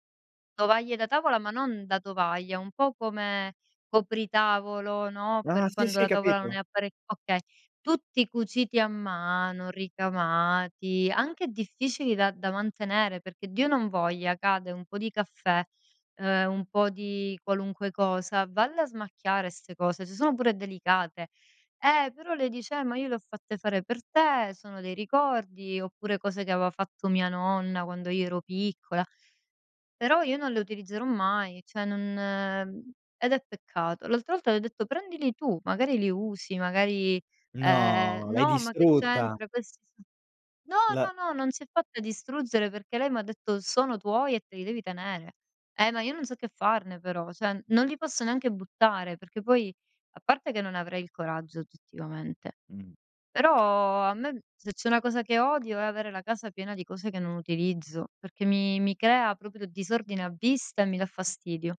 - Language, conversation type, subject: Italian, advice, Perché faccio fatica a buttare via oggetti con valore sentimentale anche se non mi servono più?
- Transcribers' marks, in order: "cioè" said as "ceh"; drawn out: "No"; other background noise; "cioè" said as "ceh"; tapping